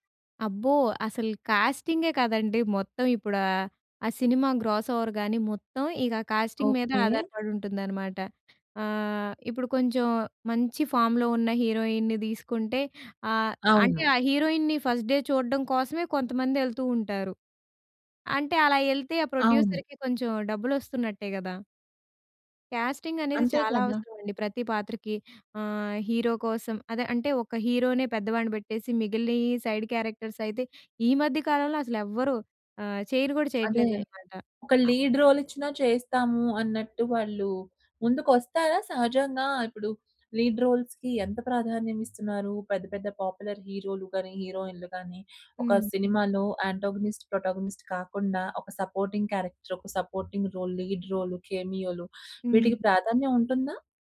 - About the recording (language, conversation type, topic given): Telugu, podcast, రీమేక్‌లు సాధారణంగా అవసరమని మీరు నిజంగా భావిస్తారా?
- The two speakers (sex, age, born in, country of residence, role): female, 20-24, India, India, guest; female, 25-29, India, India, host
- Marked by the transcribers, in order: in English: "కాస్టింగే"; in English: "గ్రాస్‌ఓవర్‌గాని"; in English: "కాస్టింగ్"; in English: "ఫామ్‌లో"; in English: "హీరోయిన్‌ని"; in English: "హీరోయిన్‌ని ఫస్ట్ డే"; in English: "ప్రొడ్యూసర్‌కి"; in English: "కాస్టింగ్"; in English: "హీరో"; in English: "హీరోనే"; in English: "సైడ్ క్యారెక్టర్స్"; in English: "లీడ్ రోల్"; in English: "లీడ్ రోల్స్‌కి"; in English: "పాపులర్"; in English: "అంటగోనిస్ట్, ప్రోటాగోనిస్ట్"; in English: "సపోర్టింగ్ క్యారెక్టర్"; in English: "సపోర్టింగ్ రోల్, లీడ్ రోల్ కేమియో‌లు"